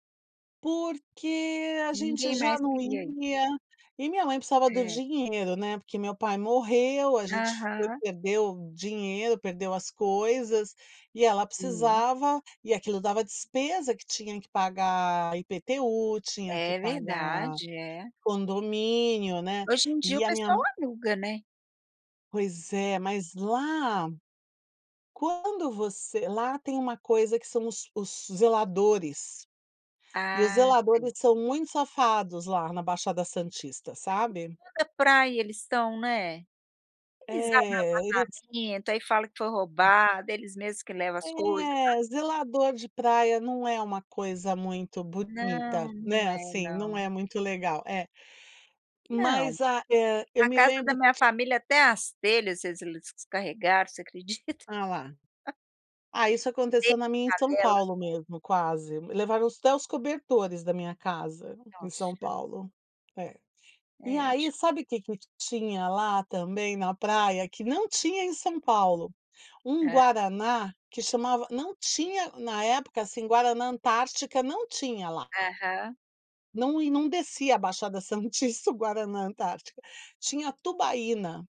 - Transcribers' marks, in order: unintelligible speech; tapping; unintelligible speech; other noise; chuckle
- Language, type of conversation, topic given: Portuguese, podcast, Qual comida da infância te dá mais saudade?